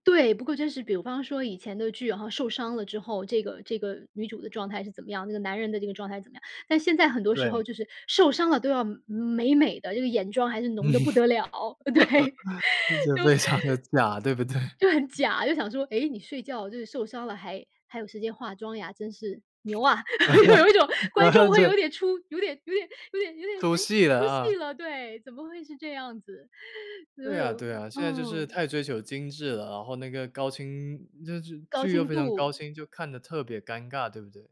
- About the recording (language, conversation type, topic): Chinese, podcast, 为什么老故事总会被一再翻拍和改编？
- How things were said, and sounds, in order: laughing while speaking: "嗯。就觉得非常地假，对不对？"; laughing while speaking: "对，就"; laugh; laugh; laughing while speaking: "对"; laughing while speaking: "就有一种"